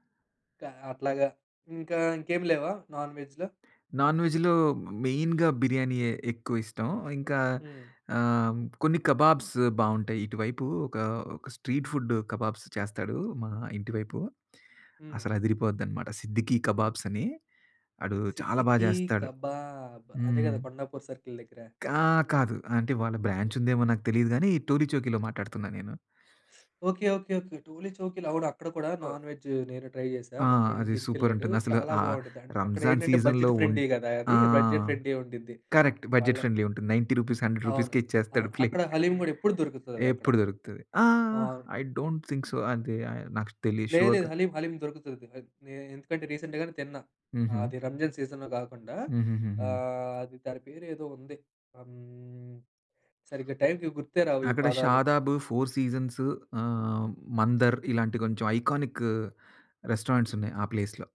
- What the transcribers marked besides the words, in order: in English: "నాన్-వెజ్‌లో?"; in English: "నాన్-వెజ్‌లో మ్ మెయిన్‌గా"; in English: "కబాబ్స్"; in English: "స్ట్రీట్"; in English: "కబాబ్స్"; drawn out: "కబాబ్"; in English: "సర్కిల్"; in English: "ట్రై"; in English: "సీజన్‌లో"; in English: "బడ్జెట్ ఫ్రెండ్లీ"; in English: "కరెక్ట్, బడ్జెట్ ఫ్రెండ్లీ"; in English: "బడ్జెట్ ఫ్రెండ్లీ"; in English: "నైన్టీ రూపీస్, హండ్రెడ్ రూపీస్‌కే"; giggle; in English: "ఐ డోంట్ థింక్ సో"; in English: "ఐ"; in English: "షుర్‌గా"; in English: "రీసెంట్"; in English: "సీజన్‌లో"; in English: "4 సీజన్స్"; in English: "ప్లేస్‌లో"
- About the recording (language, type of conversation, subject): Telugu, podcast, మీ పట్టణంలో మీకు చాలా ఇష్టమైన స్థానిక వంటకం గురించి చెప్పగలరా?